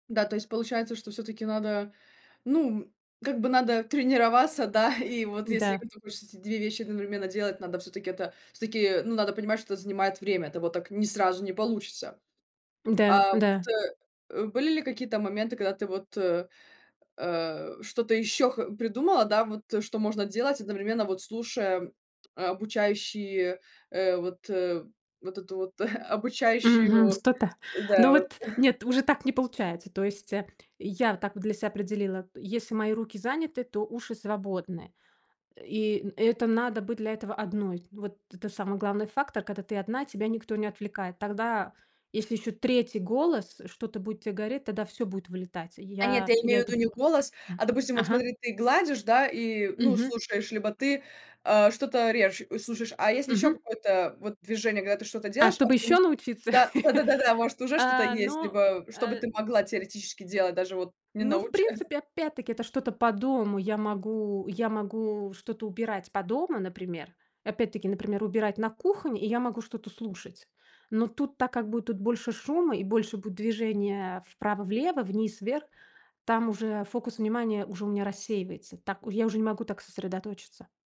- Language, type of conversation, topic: Russian, podcast, Какой навык вы недавно освоили и как вам это удалось?
- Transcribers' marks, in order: chuckle; unintelligible speech; tapping; chuckle; other background noise; chuckle; chuckle; laughing while speaking: "научая"